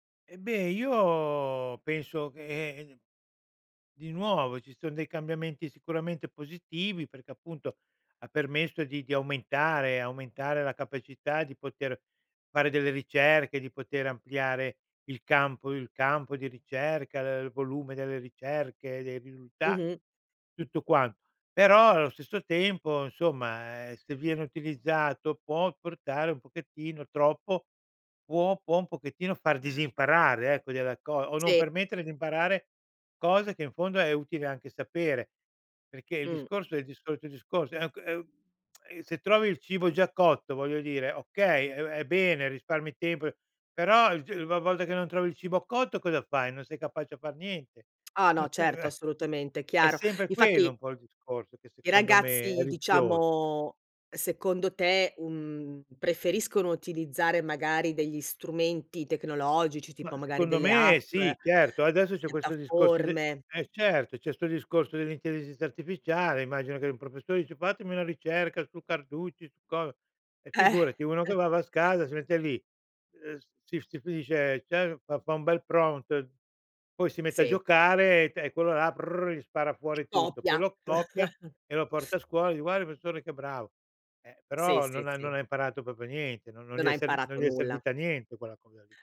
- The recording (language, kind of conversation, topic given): Italian, podcast, In che modo la tecnologia ha cambiato il tuo modo di imparare?
- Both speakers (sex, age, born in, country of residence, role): female, 55-59, Italy, Italy, host; male, 70-74, Italy, Italy, guest
- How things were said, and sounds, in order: tsk; scoff; chuckle; "casa" said as "scasa"; "cioè" said as "scè"; "cioè" said as "ceh"; in English: "prompt"; put-on voice: "prrr"; chuckle; "Guardi" said as "guari"; "bravo" said as "brao"; "proprio" said as "popio"